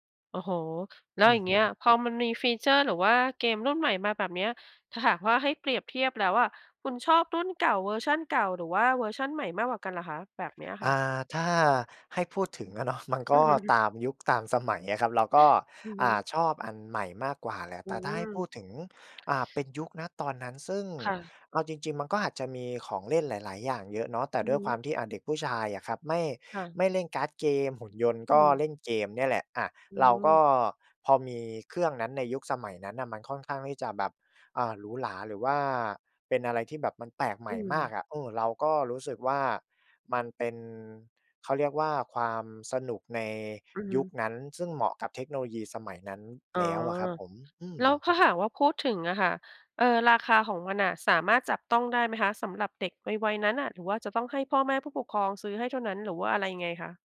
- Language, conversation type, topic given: Thai, podcast, ของเล่นชิ้นไหนที่คุณยังจำได้แม่นที่สุด และทำไมถึงประทับใจจนจำไม่ลืม?
- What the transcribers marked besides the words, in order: in English: "ฟีเชอร์"; laughing while speaking: "เนาะ"; laughing while speaking: "ฮึ"